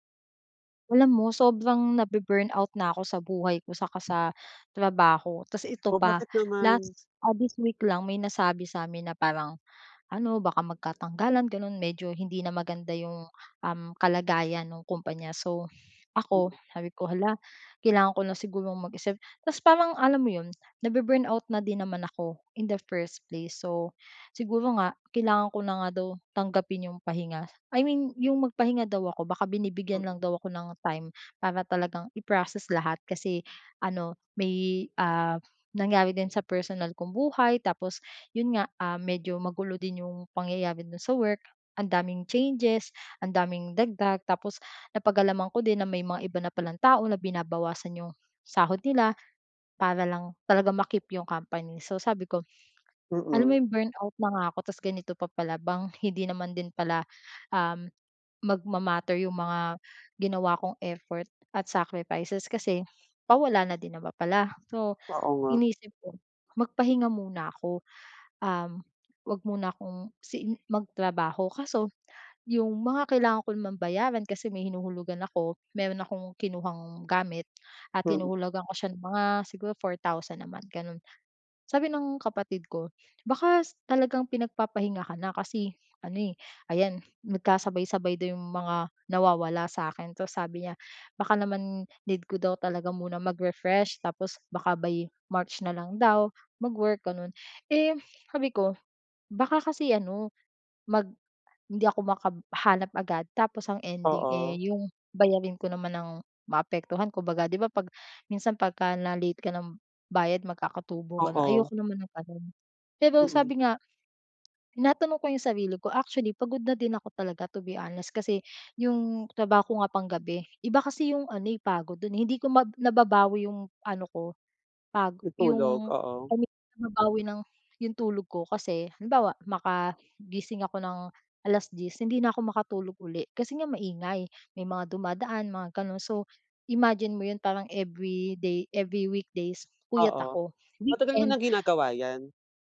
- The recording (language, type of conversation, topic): Filipino, advice, Paano ko tatanggapin ang aking mga limitasyon at matutong magpahinga?
- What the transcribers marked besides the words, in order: "sabi" said as "habi"; tapping